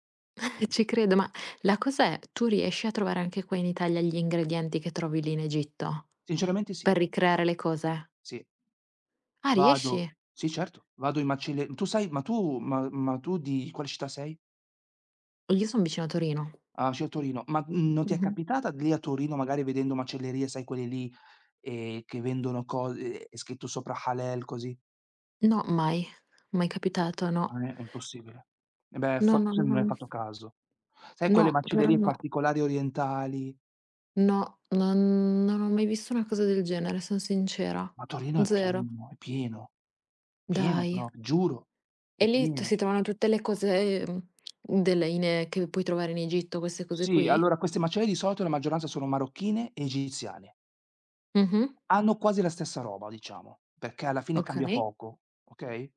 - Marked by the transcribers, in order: chuckle; tapping; other background noise; "proprio" said as "propio"
- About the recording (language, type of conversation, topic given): Italian, unstructured, Hai un ricordo speciale legato a un pasto in famiglia?